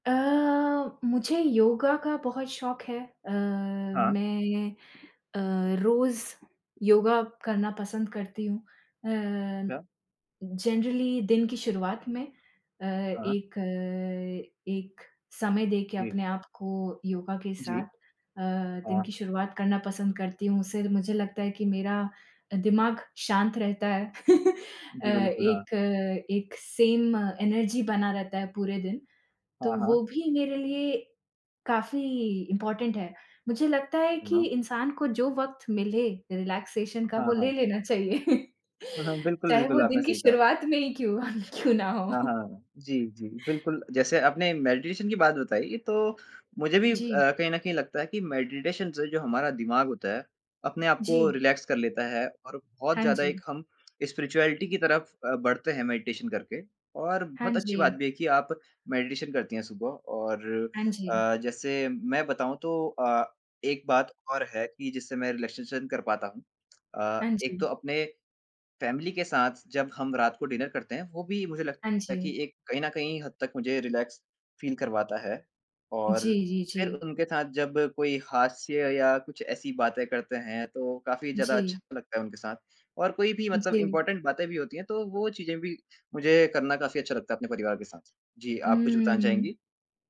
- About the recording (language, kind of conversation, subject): Hindi, unstructured, दिन के आखिर में आप खुद को कैसे आराम देते हैं?
- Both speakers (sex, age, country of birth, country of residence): female, 25-29, India, France; male, 20-24, India, India
- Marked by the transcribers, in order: in English: "जनरली"; chuckle; in English: "सेम एनर्जी"; in English: "इम्पॉर्टेंट"; in English: "रिलैक्सेशन"; chuckle; chuckle; in English: "मेडिटेशन"; in English: "मेडिटेशन"; in English: "रिलैक्स"; in English: "स्पिरिचुअलिटी"; in English: "मेडिटेशन"; in English: "मेडिटेशन"; in English: "रिलैक्सेशन"; in English: "फैमिली"; in English: "डिनर"; in English: "रिलैक्स फील"; in English: "इम्पॉर्टेंट"